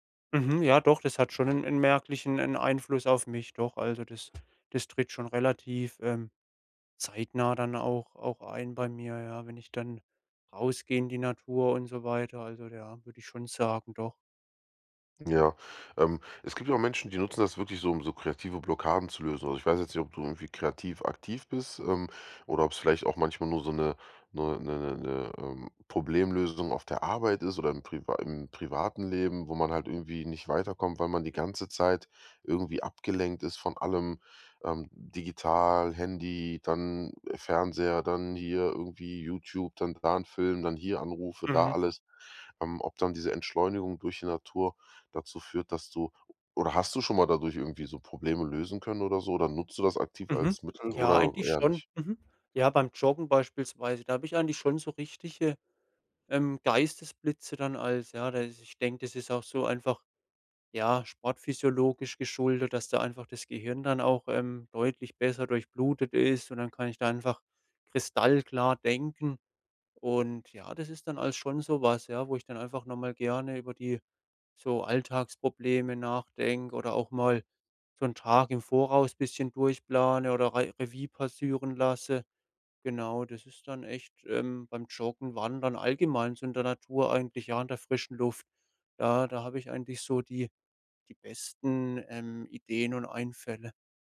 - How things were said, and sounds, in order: other background noise; "Revue" said as "Revie"; "passieren" said as "passüren"
- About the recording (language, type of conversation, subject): German, podcast, Wie hilft dir die Natur beim Abschalten vom digitalen Alltag?